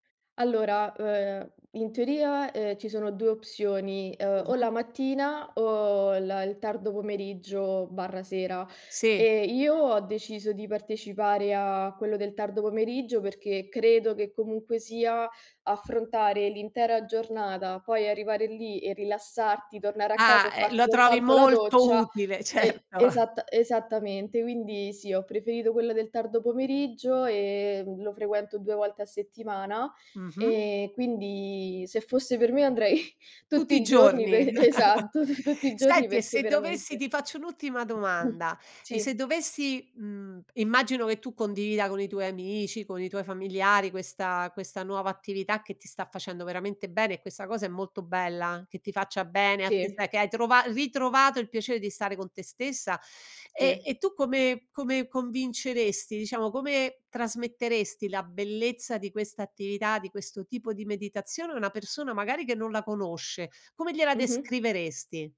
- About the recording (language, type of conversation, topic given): Italian, podcast, Qual è un’attività che ti rilassa davvero e perché?
- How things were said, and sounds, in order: unintelligible speech; other background noise; laughing while speaking: "utile, certo"; laughing while speaking: "andrei"; chuckle; laughing while speaking: "per esatto"; throat clearing; tapping